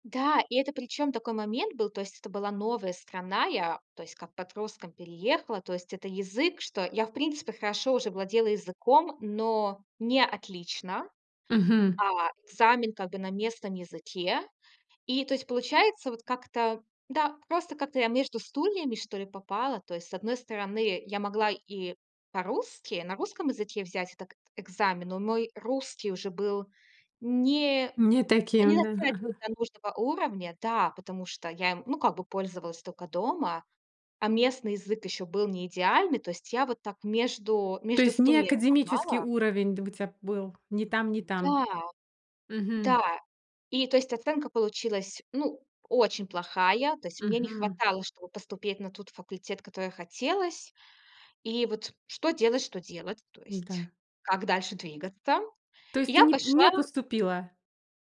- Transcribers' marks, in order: chuckle
- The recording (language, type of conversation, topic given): Russian, podcast, Как ты выбрал свою профессию?